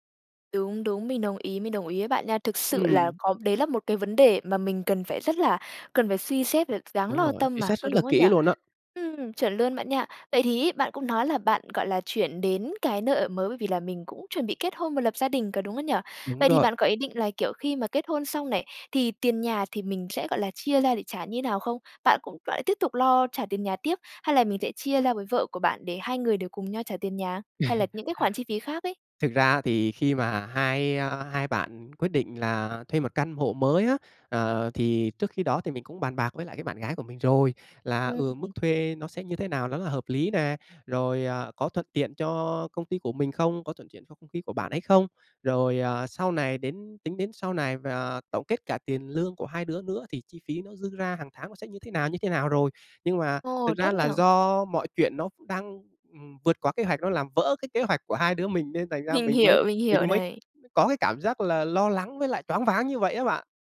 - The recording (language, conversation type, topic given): Vietnamese, advice, Làm sao để đối phó với việc chi phí sinh hoạt tăng vọt sau khi chuyển nhà?
- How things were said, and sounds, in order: tapping; laugh